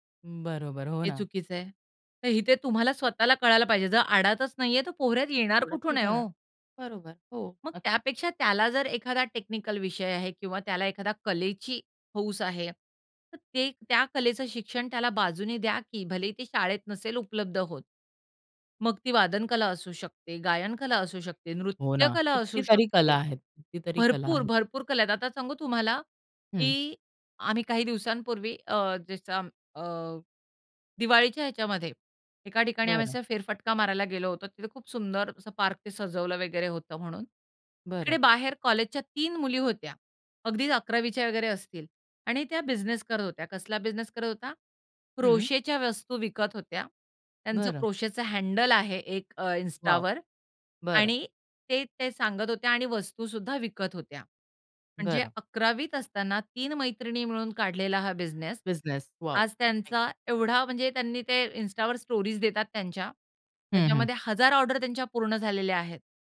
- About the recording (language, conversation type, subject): Marathi, podcast, शाळेतील मूल्यमापन फक्त गुणांवरच आधारित असावे असे तुम्हाला वाटत नाही का?
- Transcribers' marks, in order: unintelligible speech; in English: "स्टोरीज"